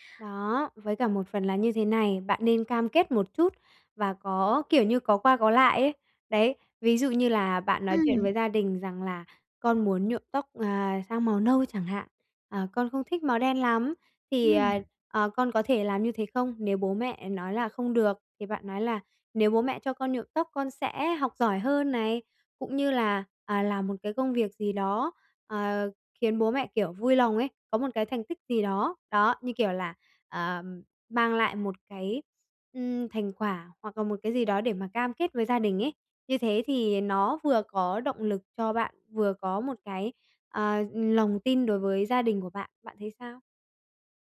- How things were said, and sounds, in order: tapping
- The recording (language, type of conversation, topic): Vietnamese, advice, Làm sao tôi có thể giữ được bản sắc riêng và tự do cá nhân trong gia đình và cộng đồng?